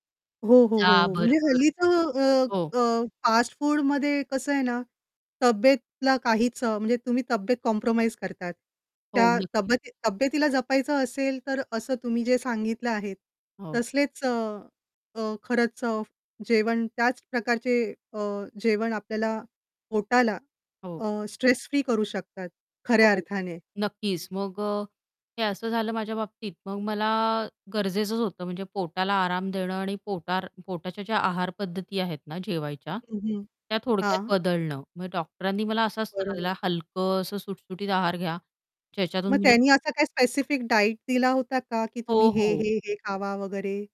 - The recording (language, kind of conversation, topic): Marathi, podcast, तुझा आवडता दिलासा देणारा पदार्थ कोणता आहे आणि तो तुला का आवडतो?
- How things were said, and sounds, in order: static; distorted speech; in English: "कॉम्प्रोमाईज"; in English: "डाएट"; other background noise